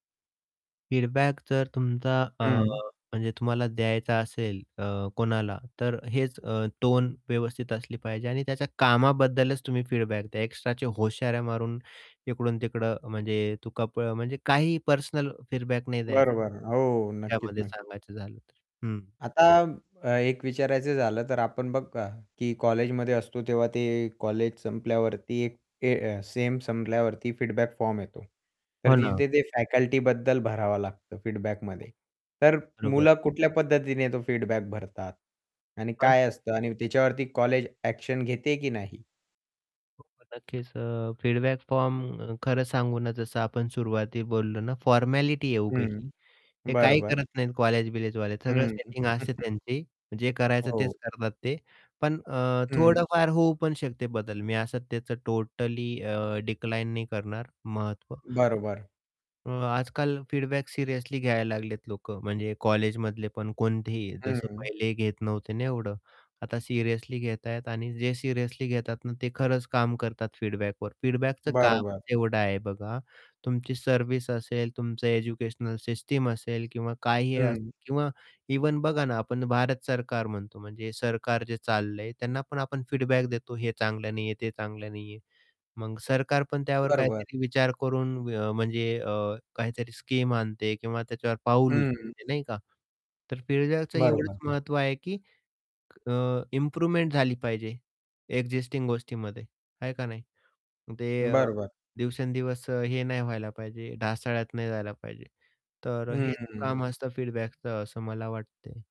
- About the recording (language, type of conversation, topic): Marathi, podcast, फीडबॅक देण्यासाठी आणि स्वीकारण्यासाठी कोणती पद्धत अधिक उपयुक्त ठरते?
- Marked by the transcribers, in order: in English: "फीडबॅक"; static; in English: "फीडबॅक"; in English: "फीडबॅक"; other background noise; in English: "फीडबॅक"; in English: "फीडबॅकमध्ये"; distorted speech; in English: "फीडबॅक"; unintelligible speech; in English: "ॲक्शन"; in English: "फीडबॅक"; chuckle; in English: "फीडबॅक"; in English: "फीडबॅकवर. फीडबॅकचं"; in English: "फीडबॅक"; in English: "फीडबॅकचं"; in English: "फीडबॅकचं"